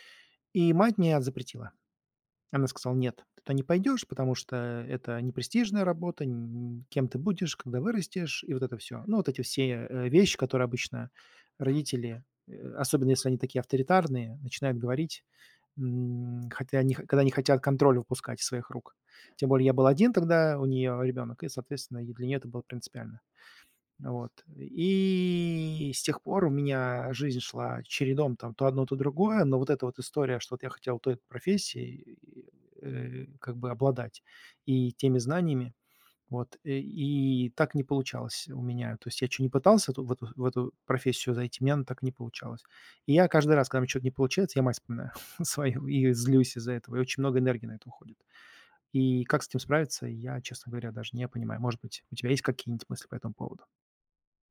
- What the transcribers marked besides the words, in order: drawn out: "И"; laughing while speaking: "свою"
- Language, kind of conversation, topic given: Russian, advice, Какие обиды и злость мешают вам двигаться дальше?